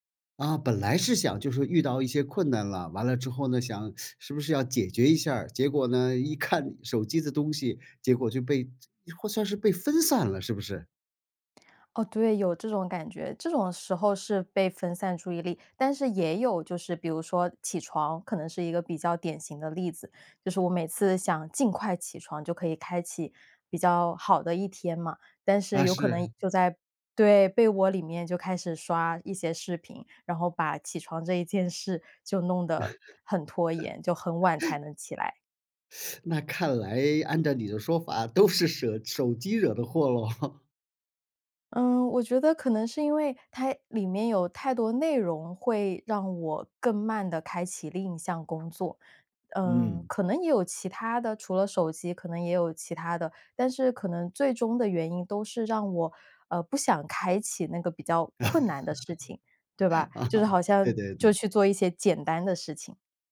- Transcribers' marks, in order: teeth sucking; laugh; teeth sucking; laughing while speaking: "都是舍"; chuckle; other background noise; laugh; laughing while speaking: "啊，对 对 对"
- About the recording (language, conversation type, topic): Chinese, podcast, 你在拖延时通常会怎么处理？